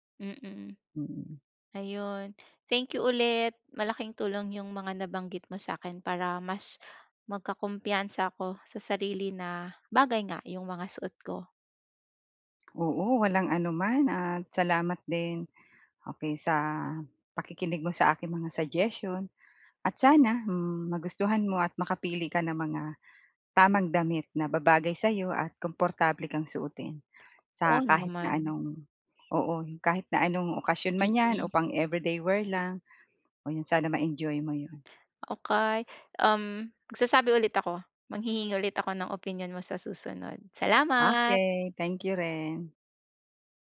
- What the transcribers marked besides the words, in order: other background noise; tapping
- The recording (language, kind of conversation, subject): Filipino, advice, Paano ako makakahanap ng damit na bagay sa akin?